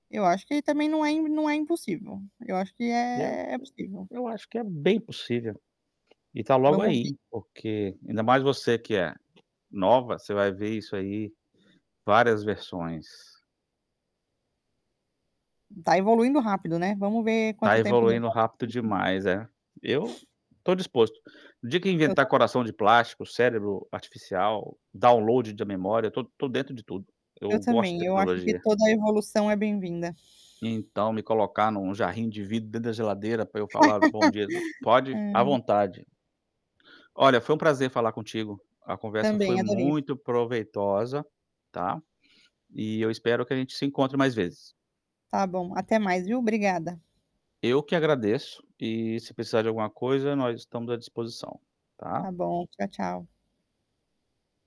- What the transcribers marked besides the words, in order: static; tapping; other background noise; distorted speech; chuckle; laugh
- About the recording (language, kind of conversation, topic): Portuguese, unstructured, Qual invenção científica você acha que mudou o mundo?